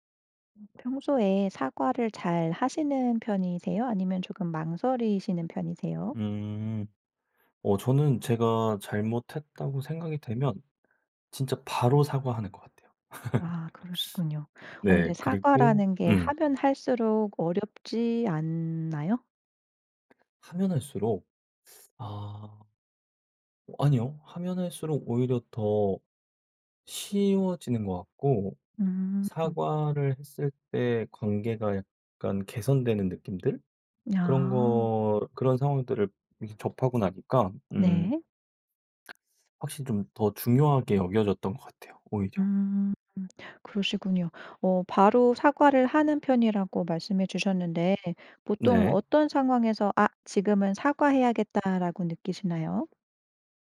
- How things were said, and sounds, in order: laugh; other background noise
- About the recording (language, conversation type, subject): Korean, podcast, 사과할 때 어떤 말이 가장 효과적일까요?